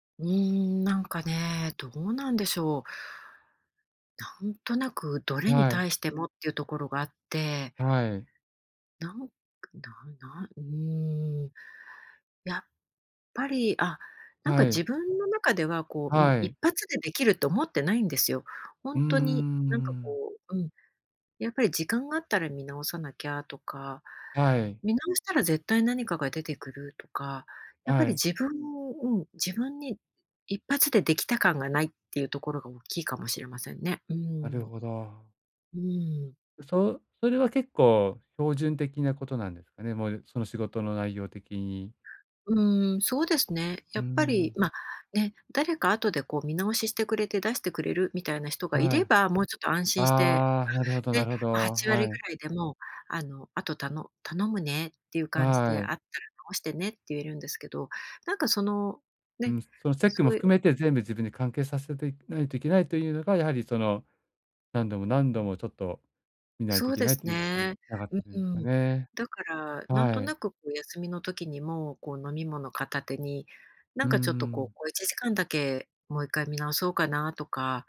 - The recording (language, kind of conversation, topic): Japanese, advice, 義務感を手放してゆっくり過ごす時間を自分に許すには、どうすればいいですか？
- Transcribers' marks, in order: none